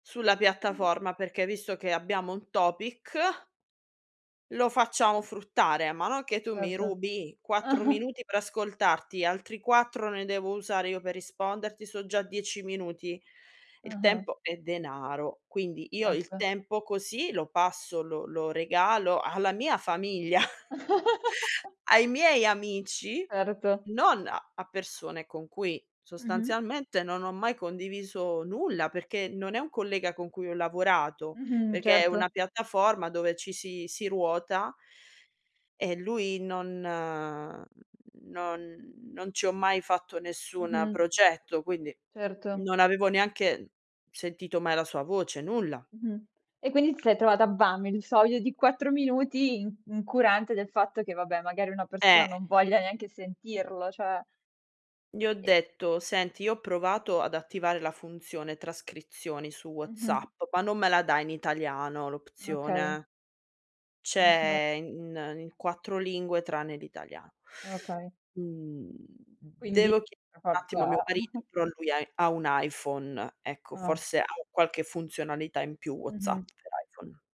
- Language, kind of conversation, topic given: Italian, podcast, Quando preferisci inviare un messaggio vocale invece di scrivere un messaggio?
- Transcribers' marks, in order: other noise; in English: "topic"; tapping; chuckle; chuckle; laughing while speaking: "famiglia"; drawn out: "non"; "cioè" said as "ceh"; other background noise; unintelligible speech; drawn out: "C'è"; chuckle